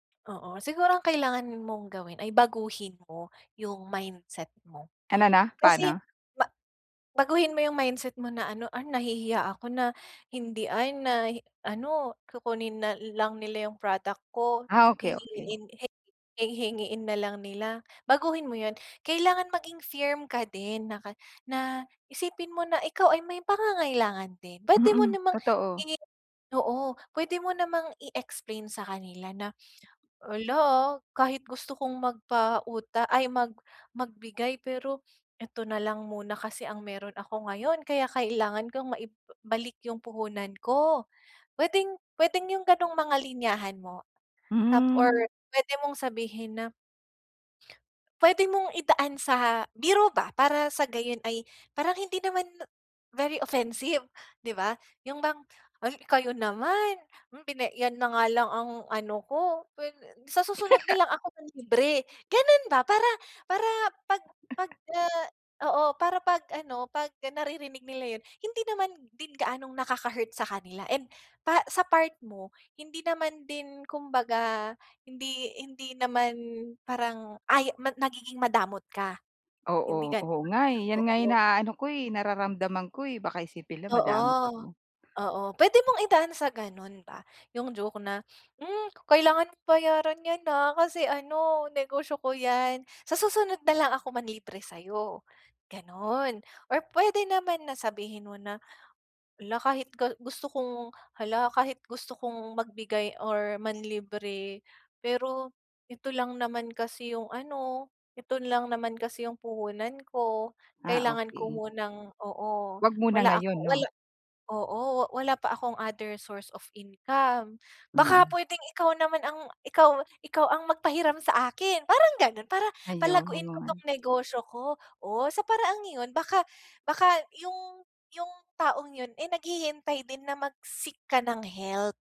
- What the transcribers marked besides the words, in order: tapping; bird; sniff; in English: "very offensive"; unintelligible speech; laugh; chuckle; in English: "other source of income"
- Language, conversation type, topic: Filipino, advice, Paano ko pamamahalaan at palalaguin ang pera ng aking negosyo?
- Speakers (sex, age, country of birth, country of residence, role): female, 20-24, Philippines, Philippines, advisor; female, 45-49, Philippines, Philippines, user